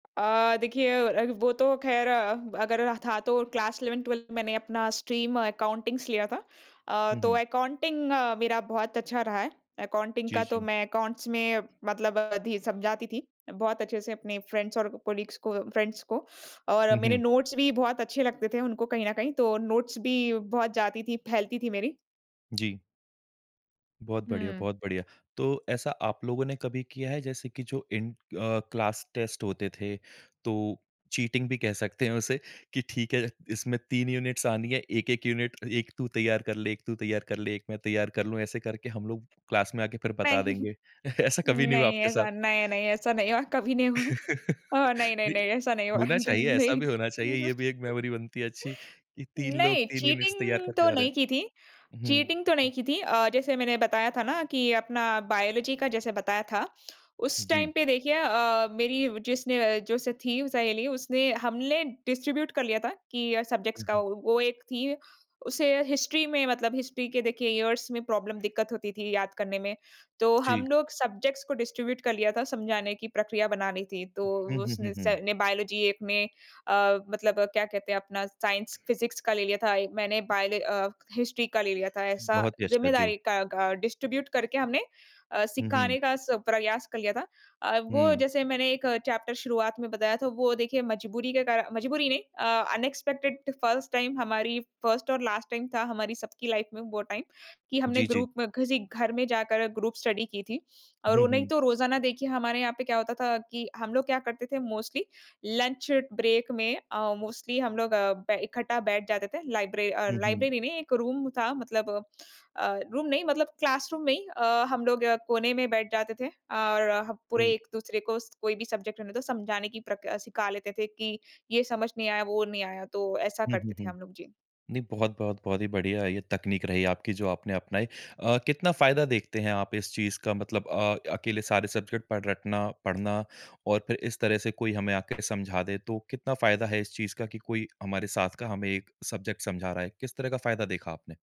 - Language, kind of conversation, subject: Hindi, podcast, दोस्तों के साथ सीखने का आपका अनुभव कैसा रहा है?
- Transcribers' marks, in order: tapping; in English: "क्लास इलेवेंथ ट्वेल्व्थ"; in English: "स्ट्रीम"; in English: "फ्रेंड्स"; in English: "कलीग्स"; in English: "फ्रेंड्स"; in English: "नोट्स"; in English: "नोट्स"; in English: "क्लास टेस्ट"; in English: "चीटिंग"; in English: "यूनिट्स"; in English: "यूनिट"; in English: "क्लास"; chuckle; laughing while speaking: "हुआ"; laugh; laughing while speaking: "हुआ। जी, नहीं"; chuckle; in English: "चीटिंग"; in English: "मेमोरी"; in English: "चीटिंग"; in English: "यूनिट्स"; in English: "टाइम"; in English: "डिस्ट्रीब्यूट"; in English: "सब्जेक्ट्स"; in English: "इयर्स"; in English: "प्रॉब्लम"; in English: "सब्जेक्ट्स"; in English: "डिस्ट्रीब्यूट"; in English: "डिस्ट्रीब्यूट"; in English: "चैप्टर"; in English: "अनएक्सपेक्टेड फ़र्स्ट टाइम"; in English: "फ़र्स्ट"; in English: "लास्ट टाइम"; in English: "लाइफ़"; in English: "टाइम"; in English: "ग्रुप"; in English: "ग्रुप स्टडी"; in English: "मोस्टली लंच ब्रेक"; in English: "मोस्टली"; in English: "लाइब्रेरी"; in English: "रूम"; in English: "रूम"; in English: "क्लासरूम"; in English: "सब्जेक्ट"; in English: "सब्जेक्ट"; in English: "सब्जेक्ट"